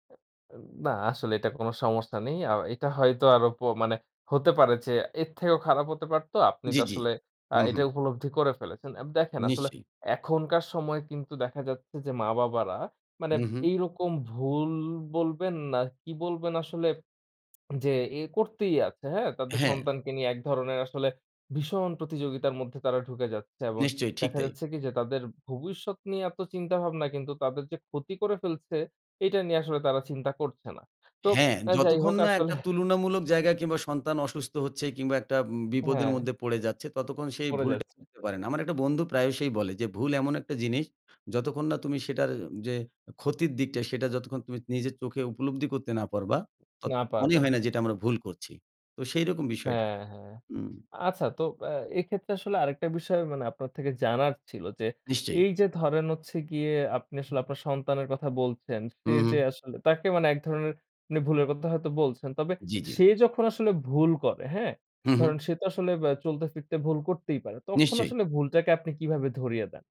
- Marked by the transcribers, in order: other background noise; laughing while speaking: "আসলে"
- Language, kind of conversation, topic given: Bengali, podcast, ভুল হলে আপনি কীভাবে তা থেকে শিখেন?